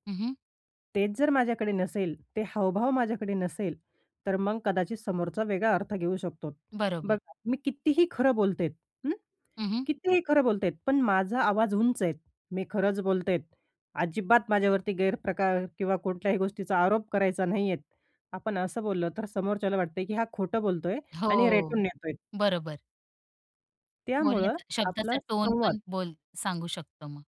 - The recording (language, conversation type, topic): Marathi, podcast, कठीण भावना मोकळेपणाने कशा व्यक्त करायच्या?
- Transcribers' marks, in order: tapping; other noise; put-on voice: "मी खरंच बोलते आहे, अजिबात … करायचा नाही आहे"